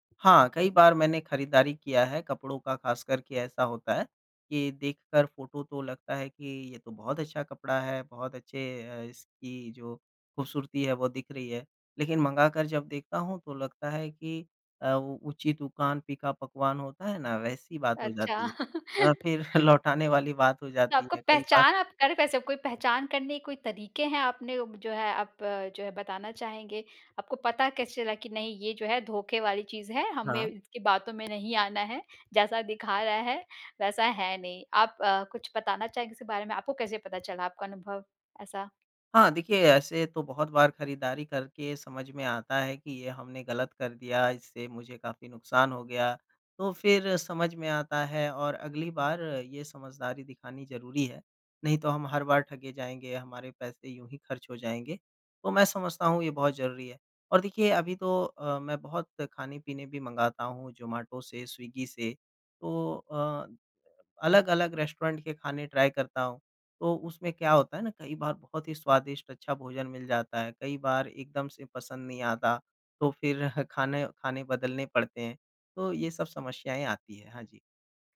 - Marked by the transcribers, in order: chuckle; in English: "रेस्टोरेंट"; in English: "ट्राय"; laughing while speaking: "फिर"
- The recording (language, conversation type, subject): Hindi, podcast, सोशल मीडिया ने आपके स्टाइल को कैसे बदला है?